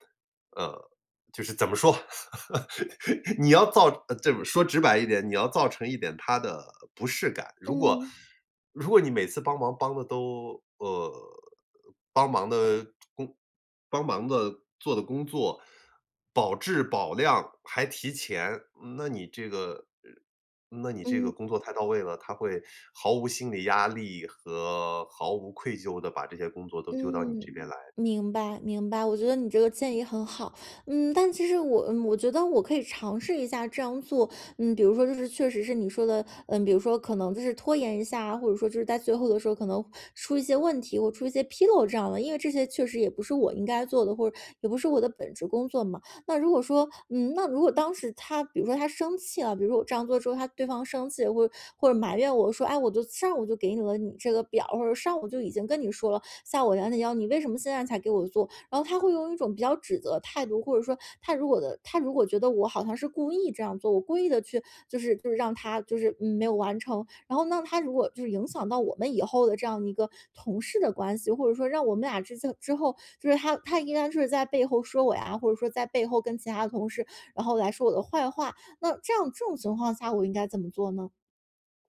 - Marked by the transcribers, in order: laugh; other background noise
- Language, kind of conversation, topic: Chinese, advice, 我工作量太大又很难拒绝别人，精力很快耗尽，该怎么办？